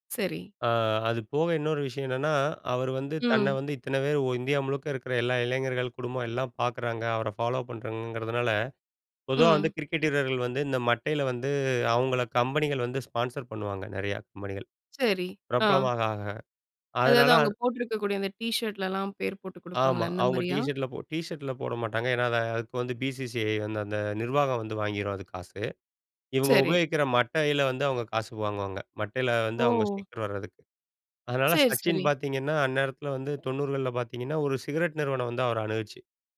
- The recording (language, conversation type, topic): Tamil, podcast, உங்களுக்கு மிகவும் பிடித்த உள்ளடக்க உருவாக்குபவர் யார், அவரைப் பற்றி சொல்ல முடியுமா?
- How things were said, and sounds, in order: tapping; in English: "ஃபாலோ"; in English: "ஸ்பான்சர்"